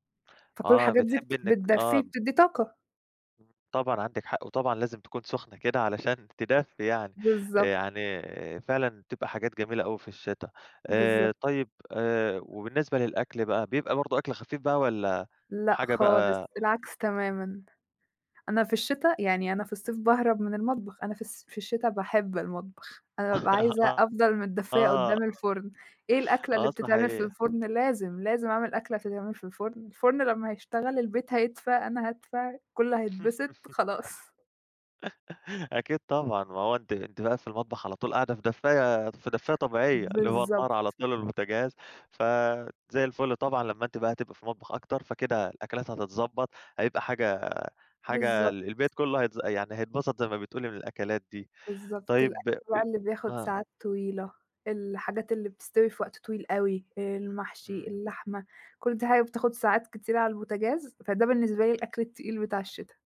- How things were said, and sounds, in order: other noise; tapping; chuckle; chuckle; laugh
- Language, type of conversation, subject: Arabic, podcast, بتحس إن أكلك بيختلف من فصل للتاني؟ وإزاي؟